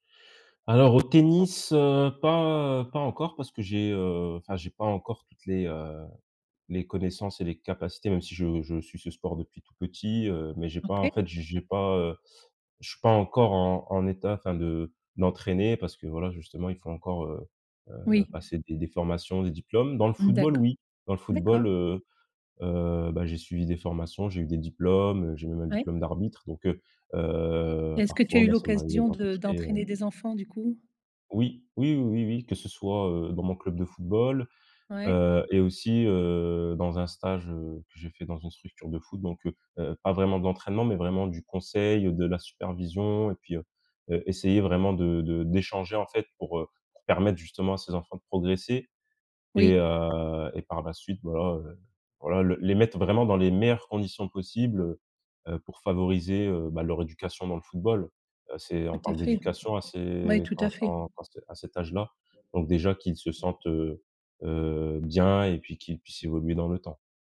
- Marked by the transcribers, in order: tapping; other background noise
- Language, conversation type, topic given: French, podcast, Comment intègres-tu des loisirs dans une semaine surchargée ?